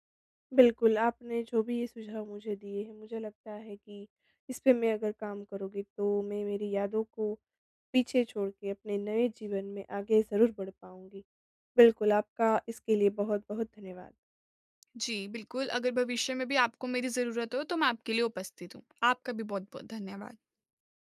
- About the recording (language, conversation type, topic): Hindi, advice, पुरानी यादों के साथ कैसे सकारात्मक तरीके से आगे बढ़ूँ?
- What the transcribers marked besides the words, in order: none